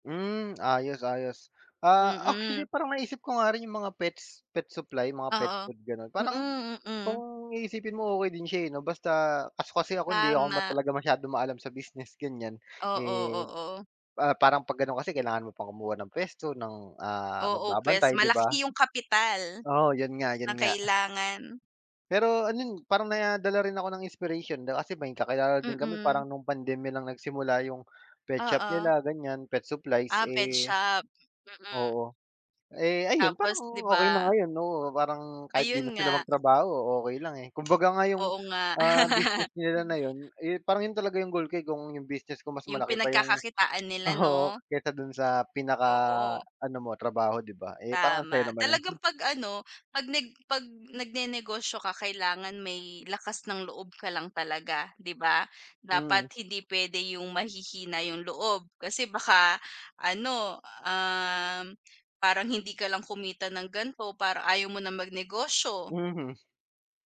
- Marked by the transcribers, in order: tapping; laugh; snort
- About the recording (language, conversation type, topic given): Filipino, unstructured, Paano ka nag-iipon para matupad ang mga pangarap mo sa buhay?